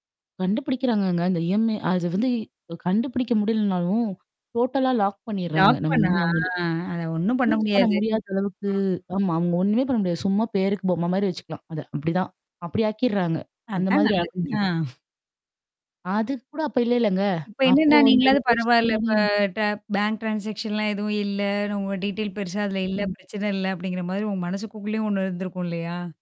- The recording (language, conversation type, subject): Tamil, podcast, கைபேசி இல்லாமல் வழிதவறி விட்டால் நீங்கள் என்ன செய்வீர்கள்?
- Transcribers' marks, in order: in English: "டோட்டலா லாக்"; in English: "லாக்"; distorted speech; in English: "யூஸ்"; other background noise; static; chuckle; tapping; in English: "ட்ரான்சாக்ஷன்லாம்"; in English: "டீடெயில்"; other noise